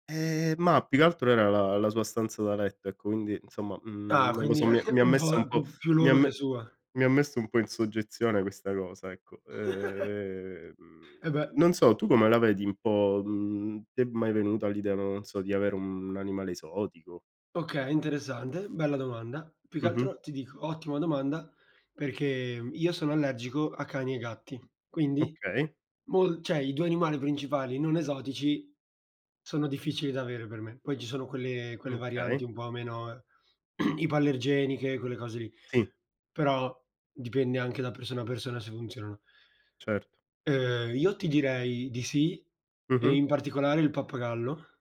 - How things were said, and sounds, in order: chuckle; drawn out: "Ehm"; tapping; other background noise; cough
- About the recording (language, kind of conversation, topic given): Italian, unstructured, Ti piacerebbe avere un animale esotico? Perché sì o perché no?